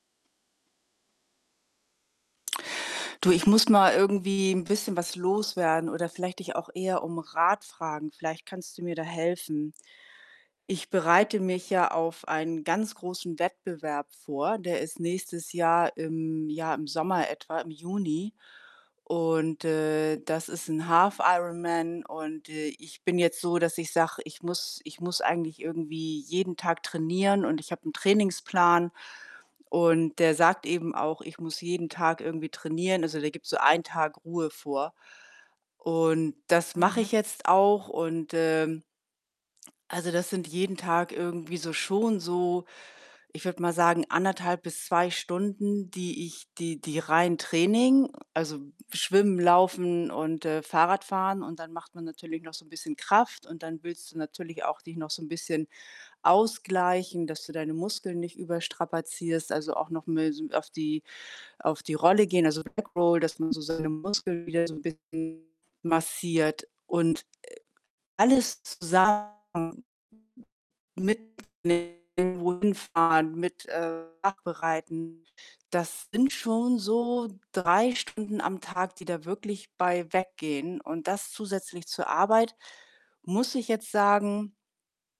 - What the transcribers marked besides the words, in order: static; other background noise; distorted speech; in English: "Backroll"; unintelligible speech
- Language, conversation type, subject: German, advice, Wie fühlt es sich für dich an, wenn du zu sehr aufs Training fixiert bist und dabei die Balance verlierst?